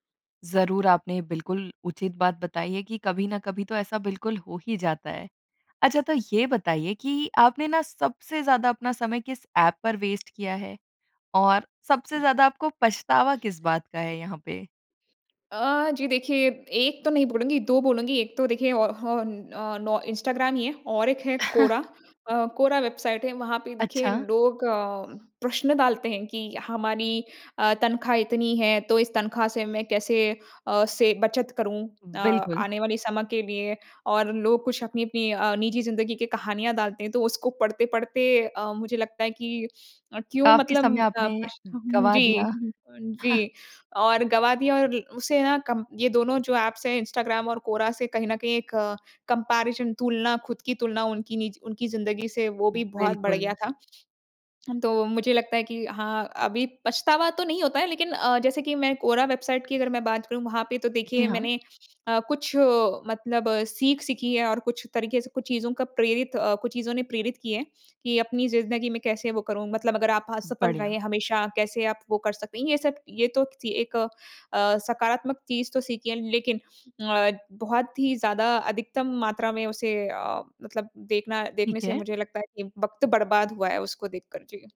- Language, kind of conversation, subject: Hindi, podcast, आप फ़ोन या सोशल मीडिया से अपना ध्यान भटकने से कैसे रोकते हैं?
- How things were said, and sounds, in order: tapping; in English: "वेस्ट"; other noise; chuckle; chuckle; in English: "ऐप्स"; in English: "कम्पैरिसन"; other background noise; horn